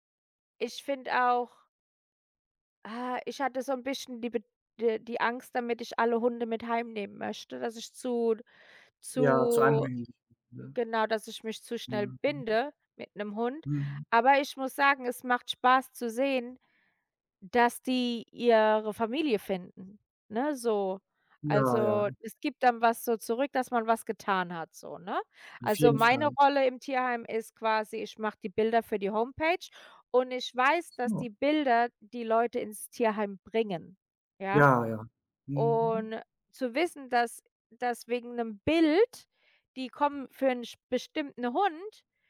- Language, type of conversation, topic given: German, unstructured, Was hast du durch dein Hobby über dich selbst gelernt?
- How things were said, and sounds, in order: unintelligible speech; stressed: "Bild"